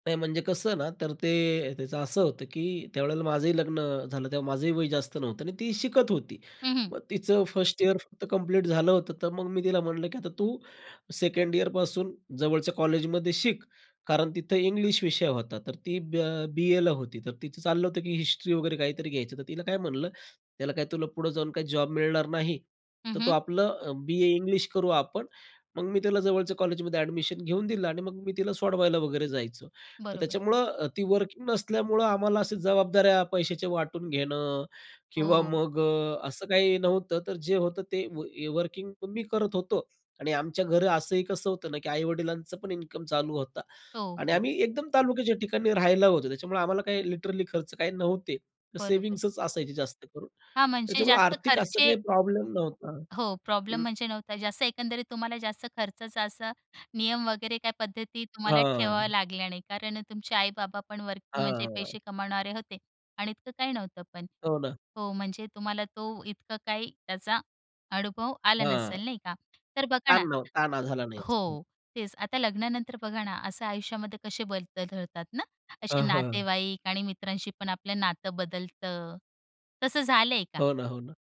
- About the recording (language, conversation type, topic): Marathi, podcast, लग्नानंतर आयुष्यातले पहिले काही बदल काय होते?
- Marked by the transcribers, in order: tapping; other background noise; other noise; in English: "लिटरली"; unintelligible speech